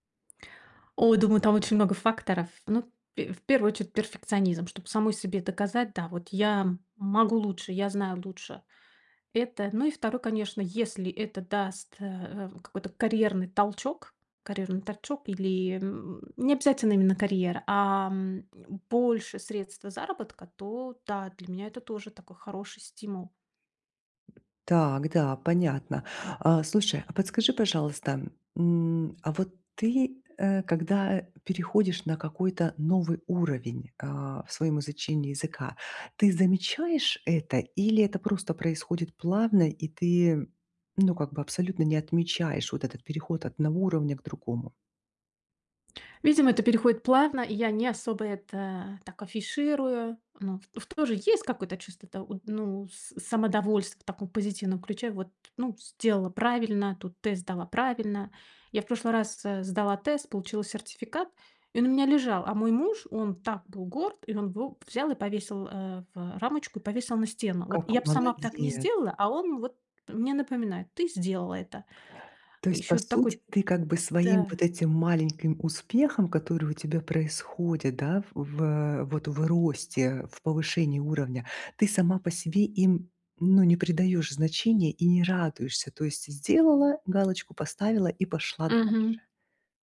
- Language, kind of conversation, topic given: Russian, advice, Как мне лучше принять и использовать свои таланты и навыки?
- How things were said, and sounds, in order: tapping; other background noise